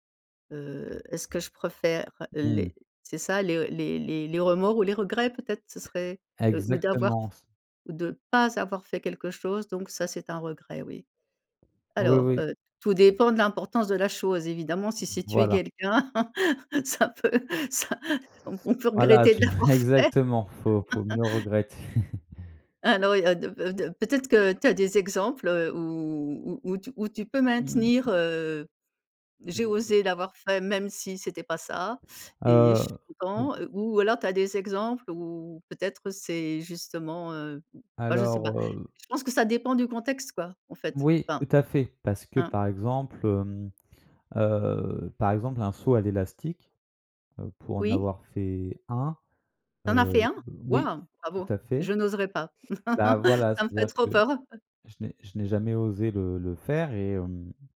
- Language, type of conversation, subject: French, podcast, Tu préfères regretter d’avoir fait quelque chose ou de ne pas l’avoir fait ?
- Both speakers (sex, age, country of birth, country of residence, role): female, 55-59, France, France, host; male, 25-29, France, France, guest
- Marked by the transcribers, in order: tapping; stressed: "pas"; laugh; laughing while speaking: "ça peut ça on on peut regretter de l'avoir fait"; chuckle; laugh; laughing while speaking: "regretter"; laughing while speaking: "Alors, il y a deux fa deux"; laugh